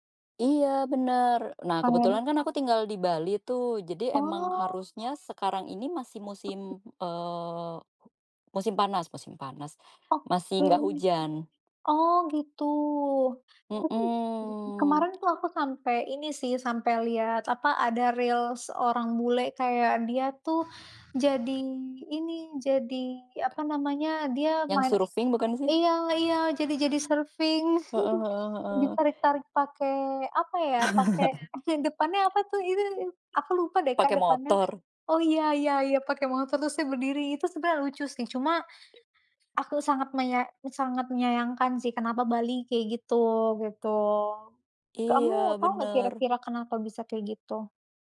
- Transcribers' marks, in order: other background noise; in English: "reels"; in English: "surfing"; chuckle; in English: "surfing"; background speech; laugh
- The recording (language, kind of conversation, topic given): Indonesian, unstructured, Bagaimana menurutmu perubahan iklim memengaruhi kehidupan sehari-hari?